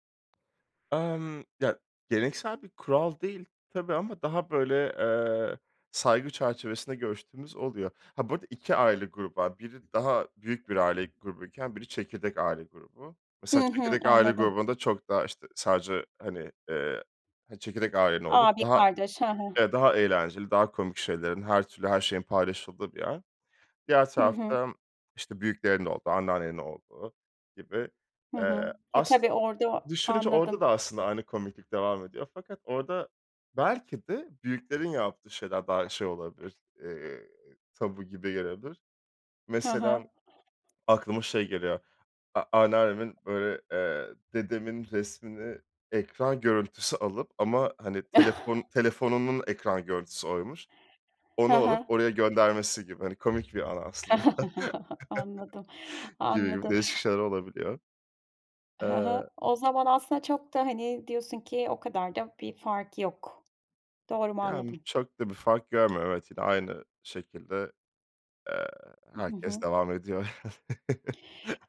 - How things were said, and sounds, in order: other background noise; chuckle; chuckle; chuckle; tapping; chuckle
- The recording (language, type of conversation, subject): Turkish, podcast, Teknoloji aile ilişkilerini nasıl etkiledi; senin deneyimin ne?